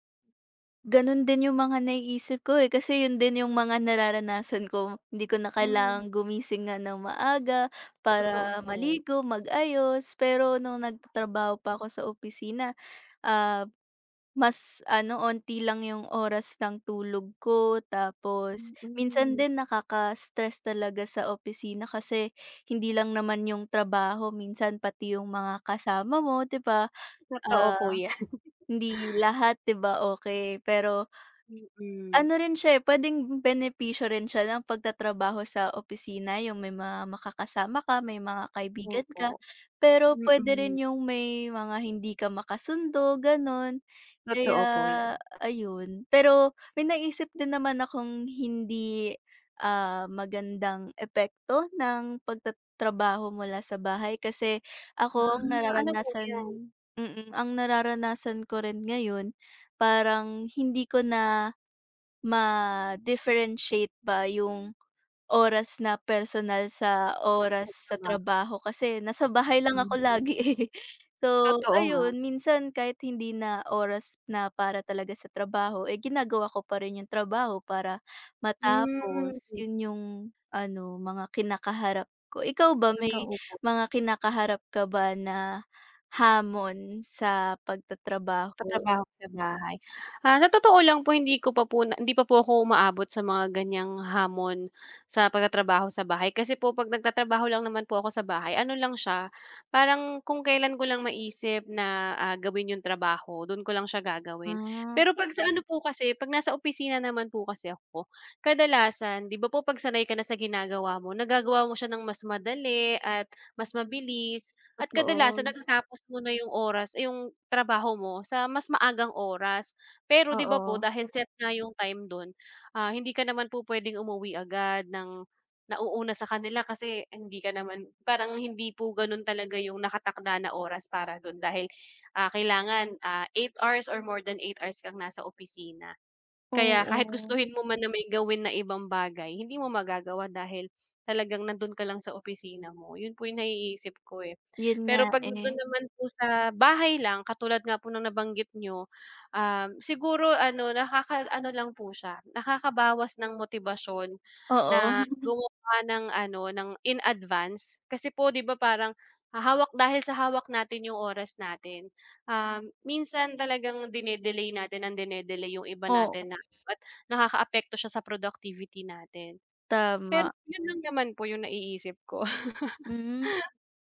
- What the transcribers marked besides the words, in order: tongue click; tapping; other background noise; chuckle; inhale; other noise; unintelligible speech; unintelligible speech; laughing while speaking: "eh"; background speech; chuckle; unintelligible speech; chuckle
- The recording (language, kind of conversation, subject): Filipino, unstructured, Mas gugustuhin mo bang magtrabaho sa opisina o mula sa bahay?